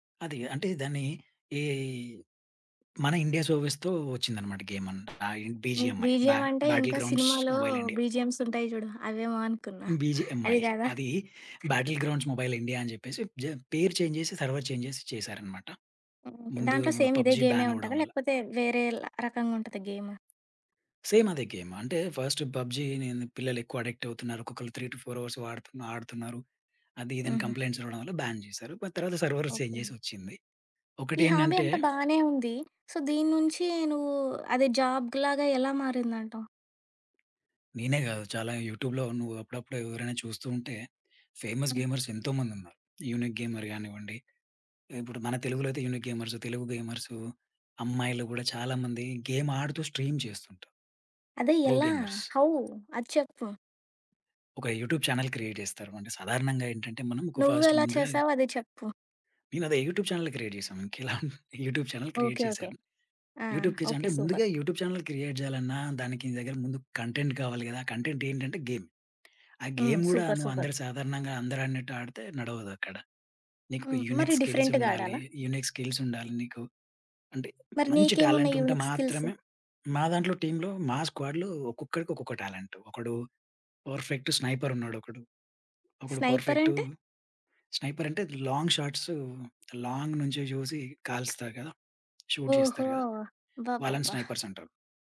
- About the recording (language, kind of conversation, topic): Telugu, podcast, హాబీని ఉద్యోగంగా మార్చాలనుకుంటే మొదట ఏమి చేయాలి?
- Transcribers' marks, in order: in English: "ఇండియా సర్విస్‌తో"; in English: "గేమ్"; other background noise; in English: "బీజీఎంఐ బా బాటిల్ గ్రౌండ్స్ మొబైల్ ఇండియా"; in English: "బీజీఎం"; in English: "బీజీఎమ్స్"; in English: "బీజీఎంఐ"; in English: "బాటిల్ గ్రౌండ్స్ మొబైల్ ఇండియా"; in English: "చేంజ్"; in English: "సర్వర్ చేంజ్"; in English: "పబ్‌జి"; in English: "సేమ్"; in English: "సేమ్"; in English: "గేమ్"; in English: "ఫస్ట్ పబ్‌జి"; in English: "అడిక్ట్"; in English: "త్రీ టు ఫోర్ అవర్స్"; in English: "కంప్లెయింట్స్"; in English: "బాన్"; in English: "బట్"; in English: "సర్వర్ చేంజ్"; in English: "హాబీ"; in English: "సో"; in English: "జాబ్"; in English: "యూట్యూబ్‌లో"; in English: "ఫేమస్ గేమర్స్"; in English: "యూనిక్ గేమర్స్"; in English: "గేమ్"; in English: "స్ట్రీమ్"; in English: "ప్రో గేమర్స్"; in English: "హౌ?"; in English: "యూట్యూబ్ చానెల్ క్రియేట్"; in English: "ఫాస్ట్"; in English: "యూట్యూబ్ ఛానెల్ క్రియేట్"; giggle; in English: "యూట్యూబ్ ఛానెల్ క్రియేట్"; tapping; in English: "సూపర్"; in English: "యూట్యూబ్‌కి"; in English: "యూట్యూబ్ ఛానెల్ క్రియేట్"; in English: "కంటెంట్"; in English: "సూపర్. సూపర్"; in English: "గేమ్"; in English: "గేమ్"; in English: "డిఫరెంట్‌గా"; in English: "యూనిక్"; in English: "యూనిక్"; in English: "యునిక్ స్కిల్స్?"; in English: "టీమ్‌లో"; in English: "స్క్వాడ్‌లో"; in English: "టాలెంట్"; in English: "పర్ఫెక్ట్ స్నైపర్"; in English: "స్నైపర్"; in English: "లాంగ్"; in English: "షూట్"; in English: "స్నైపర్స్"